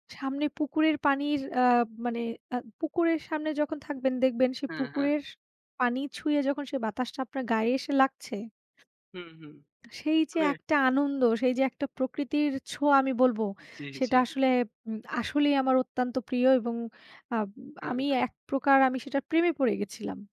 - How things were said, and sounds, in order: none
- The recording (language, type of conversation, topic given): Bengali, unstructured, আপনি প্রকৃতির সঙ্গে সময় কাটাতে কীভাবে ভালোবাসেন?